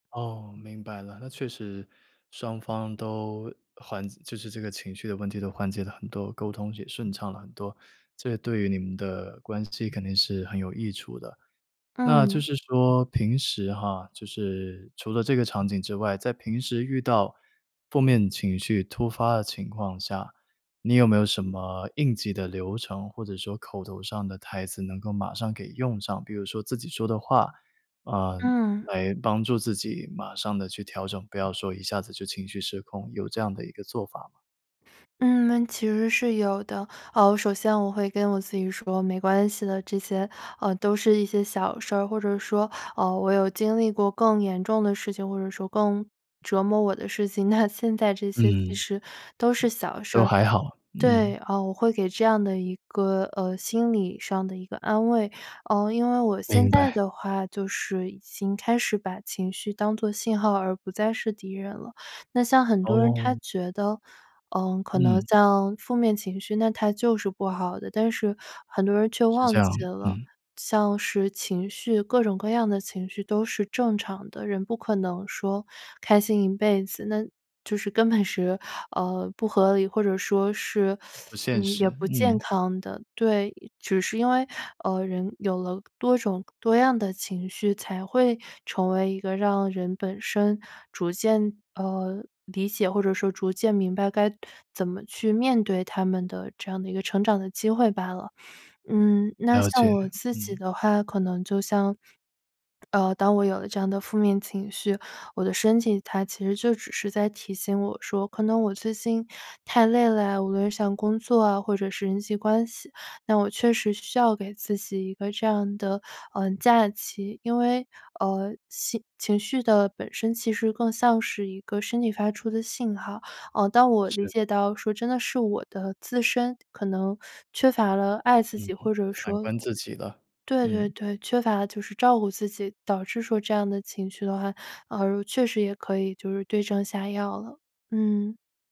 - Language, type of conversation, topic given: Chinese, podcast, 你平时怎么处理突发的负面情绪？
- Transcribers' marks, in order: other background noise; laughing while speaking: "那"; teeth sucking; swallow